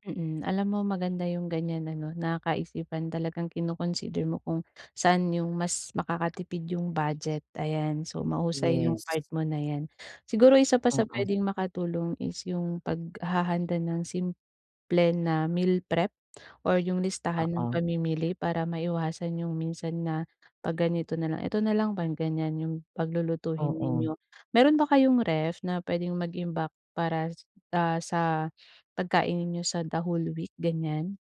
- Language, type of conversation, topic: Filipino, advice, Paano ko mababawasan ang pagkain ng mga naprosesong pagkain araw-araw?
- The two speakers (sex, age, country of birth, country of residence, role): female, 25-29, Philippines, Philippines, advisor; female, 40-44, Philippines, Philippines, user
- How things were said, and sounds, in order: gasp; gasp; in English: "meal prep"; gasp; in English: "the whole week"